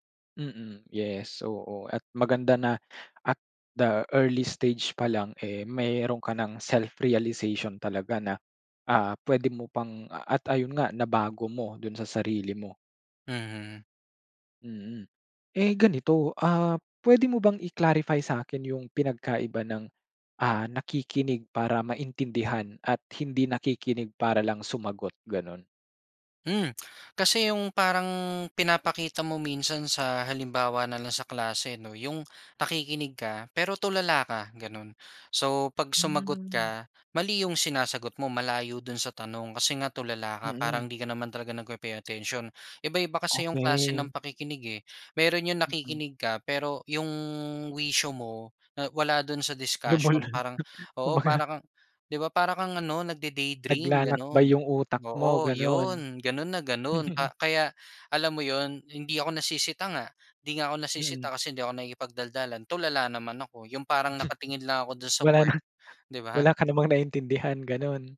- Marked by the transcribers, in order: in English: "at the early stage"; other background noise; in English: "self-realization"; tongue click; "nakikinig" said as "pakikinig"; gasp; gasp; unintelligible speech; gasp; gasp; chuckle; unintelligible speech
- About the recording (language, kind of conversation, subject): Filipino, podcast, Paano ka nakikinig para maintindihan ang kausap, at hindi lang para makasagot?